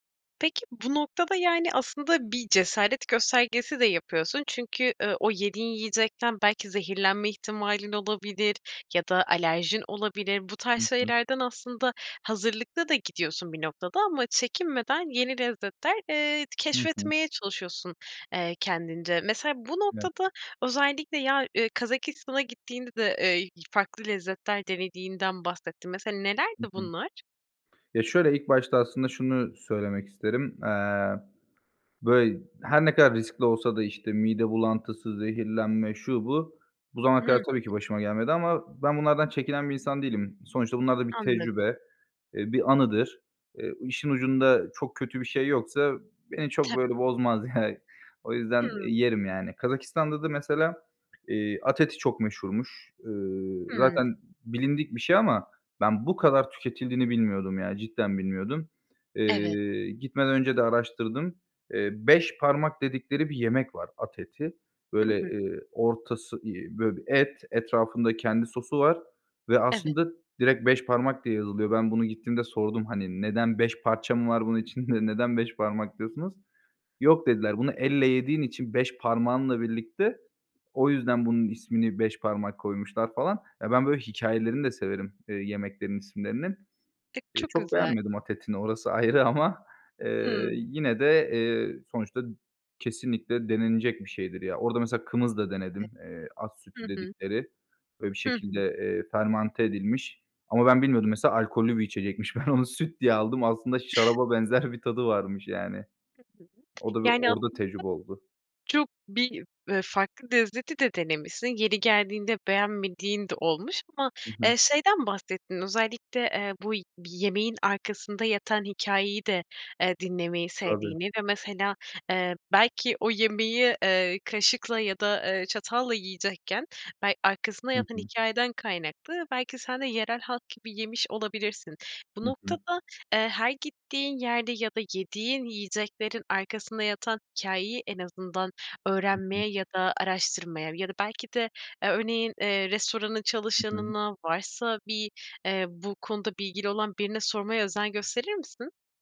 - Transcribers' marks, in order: tapping; unintelligible speech; other background noise; laughing while speaking: "bozmaz, yani"; laughing while speaking: "ayrı ama"; unintelligible speech; laughing while speaking: "Ben"; laughing while speaking: "bir"
- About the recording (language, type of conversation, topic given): Turkish, podcast, En unutamadığın yemek keşfini anlatır mısın?
- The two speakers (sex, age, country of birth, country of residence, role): female, 25-29, Turkey, Poland, host; male, 25-29, Turkey, Bulgaria, guest